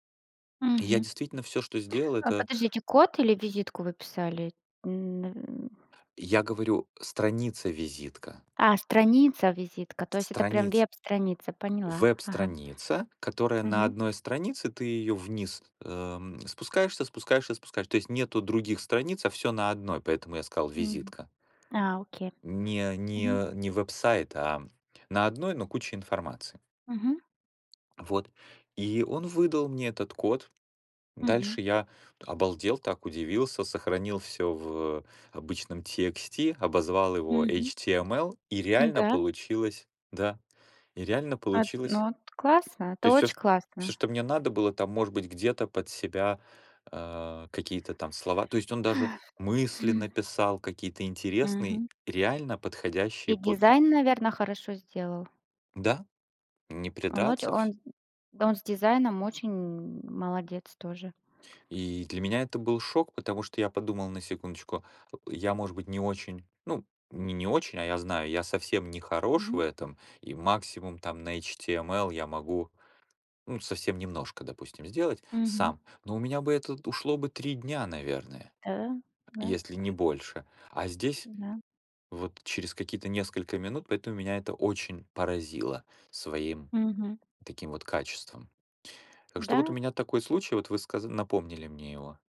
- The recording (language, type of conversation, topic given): Russian, unstructured, Что нового в технологиях тебя больше всего радует?
- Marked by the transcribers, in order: tapping; blowing; inhale